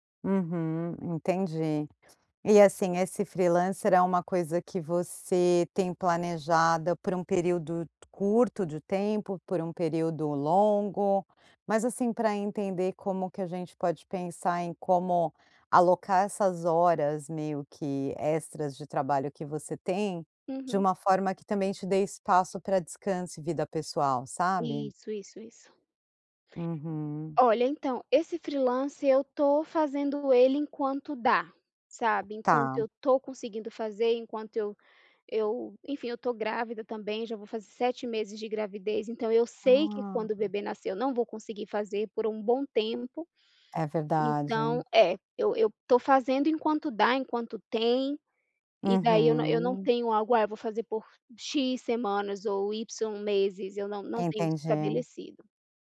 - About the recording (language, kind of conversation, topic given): Portuguese, advice, Como posso simplificar minha vida e priorizar momentos e memórias?
- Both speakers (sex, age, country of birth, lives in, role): female, 30-34, Brazil, United States, user; female, 45-49, Brazil, United States, advisor
- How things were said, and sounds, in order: tapping